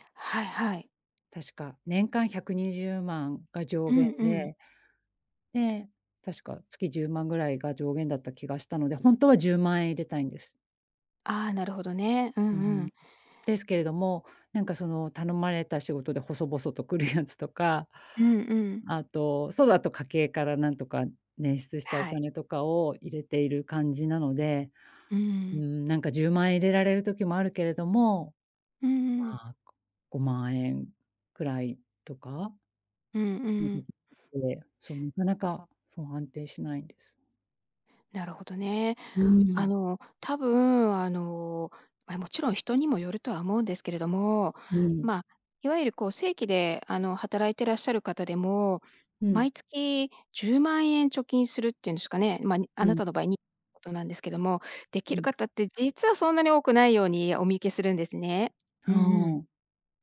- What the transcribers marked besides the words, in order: laughing while speaking: "来るやつとか"; unintelligible speech; tapping
- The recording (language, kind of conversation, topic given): Japanese, advice, 毎月決まった額を貯金する習慣を作れないのですが、どうすれば続けられますか？